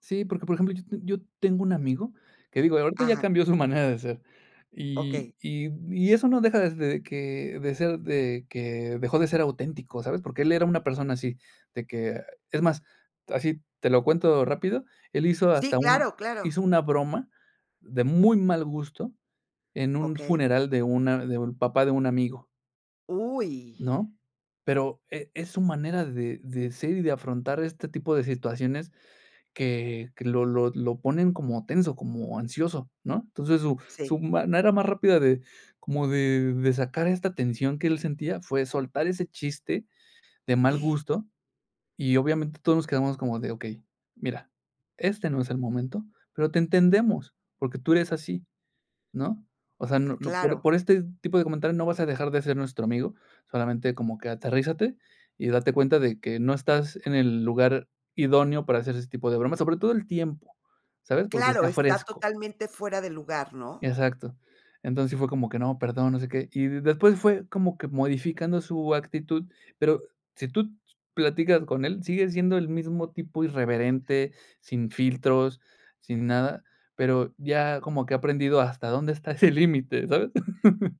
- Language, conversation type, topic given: Spanish, podcast, ¿Qué significa para ti ser auténtico al crear?
- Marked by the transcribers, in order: laughing while speaking: "manera"; gasp; laughing while speaking: "ese límite"; laugh